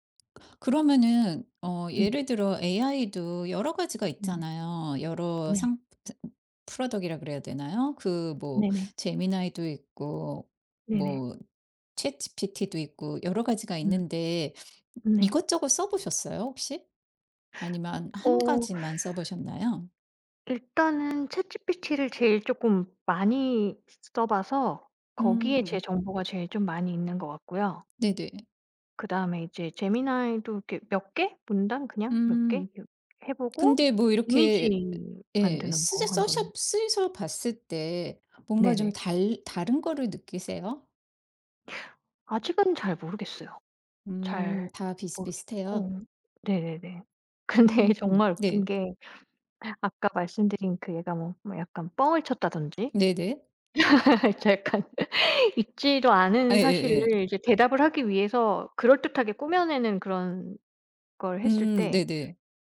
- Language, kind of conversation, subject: Korean, podcast, 일상에서 AI 도구를 쉽게 활용할 수 있는 팁이 있을까요?
- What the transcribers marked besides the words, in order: other background noise; in English: "product이라고"; tapping; laughing while speaking: "근데"; laugh; laughing while speaking: "이제 약간"